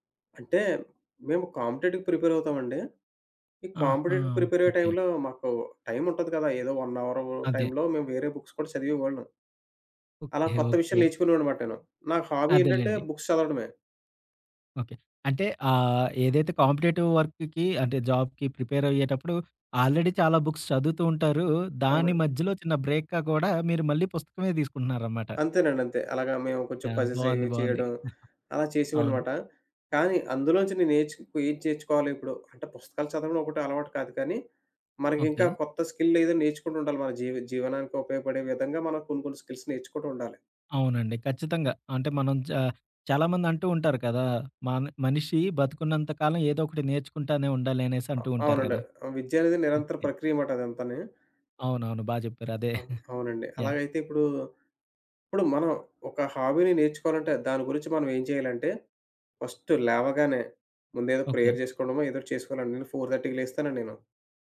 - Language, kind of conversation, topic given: Telugu, podcast, స్వయంగా నేర్చుకోవడానికి మీ రోజువారీ అలవాటు ఏమిటి?
- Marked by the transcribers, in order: in English: "కాంపిటెటివ్‌కి ప్రిపేర్"; in English: "కాంపిటెటివ్ ప్రిపేర్"; in English: "వన్"; in English: "బుక్స్"; in English: "హాబీ"; in English: "బుక్స్"; in English: "కాంపిటేటివ్ వర్క్‌కి"; in English: "జాబ్‌కి ప్రిపేర్"; in English: "ఆల్రెడీ"; in English: "బుక్స్"; in English: "బ్రేక్‌గా"; giggle; in English: "స్కిల్స్"; giggle; in English: "హాబీని"; in English: "ఫస్ట్"; in English: "ప్రేయర్"; in English: "ఫోర్ థర్టీకి"